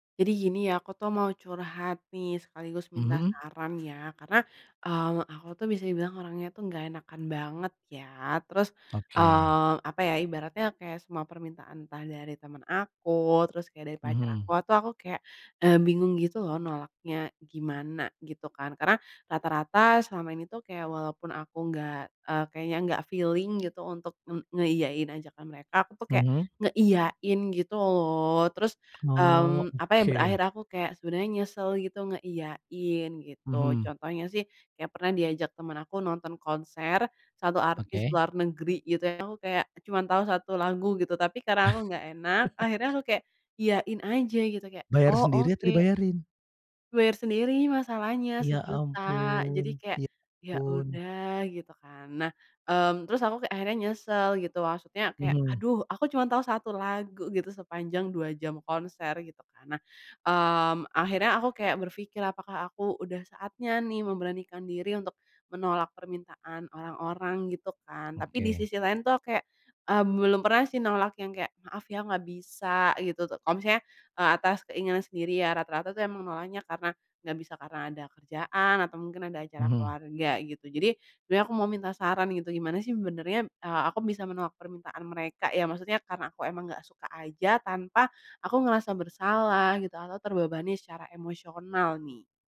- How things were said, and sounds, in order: tapping; in English: "feeling"; chuckle
- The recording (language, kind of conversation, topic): Indonesian, advice, Bagaimana cara menolak permintaan tanpa merasa bersalah atau terbebani secara emosional?
- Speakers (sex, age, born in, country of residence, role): female, 25-29, Indonesia, Indonesia, user; male, 35-39, Indonesia, Indonesia, advisor